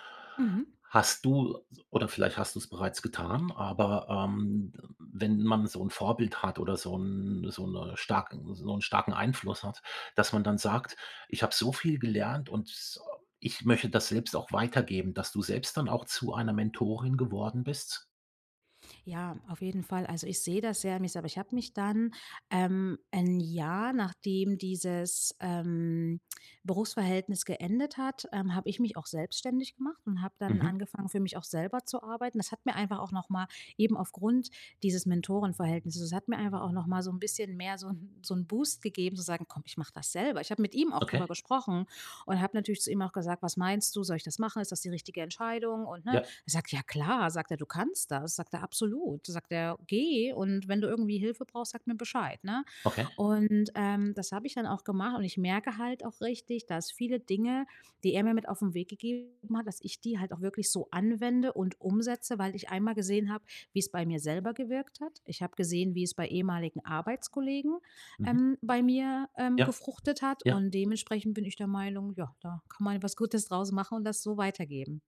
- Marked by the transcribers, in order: joyful: "Gutes draus machen"
- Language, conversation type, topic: German, podcast, Was macht für dich ein starkes Mentorenverhältnis aus?